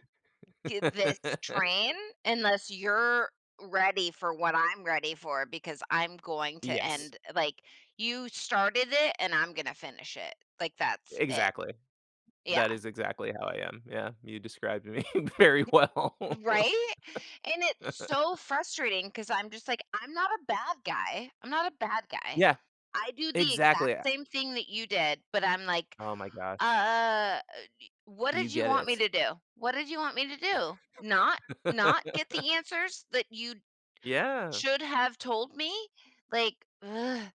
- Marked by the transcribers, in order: laugh; other background noise; laughing while speaking: "me very well"; chuckle; laugh
- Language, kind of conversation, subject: English, unstructured, How can I balance giving someone space while staying close to them?